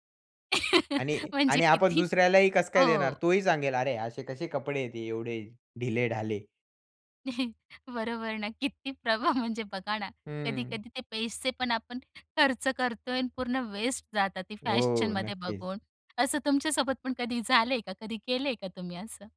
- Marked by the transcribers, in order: laugh; laughing while speaking: "म्हणजे किती?"; chuckle; laughing while speaking: "किती प्रभाव म्हणजे"
- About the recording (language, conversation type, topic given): Marathi, podcast, सोशल मीडियावर तुम्ही कोणाच्या शैलीकडे जास्त लक्ष देता?